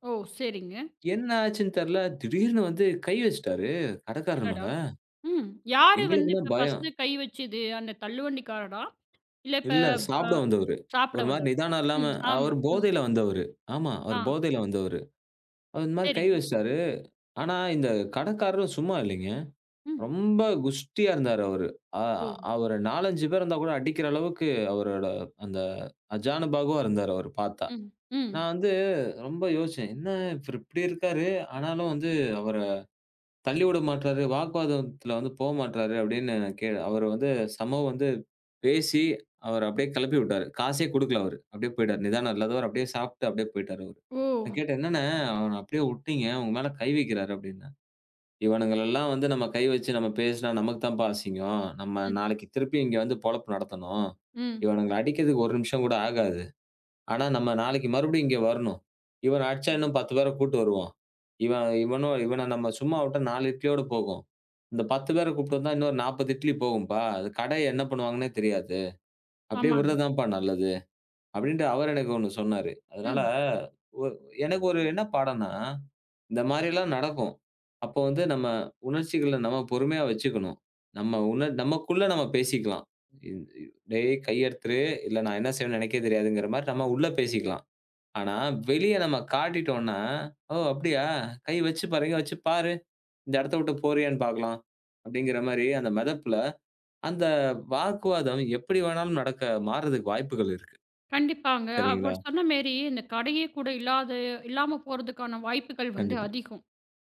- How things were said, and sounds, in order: in English: "ஃபர்ஸ்ட்டு"; tapping
- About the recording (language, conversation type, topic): Tamil, podcast, ஓர் தெரு உணவகத்தில் சாப்பிட்ட போது உங்களுக்கு நடந்த விசித்திரமான சம்பவத்தைச் சொல்ல முடியுமா?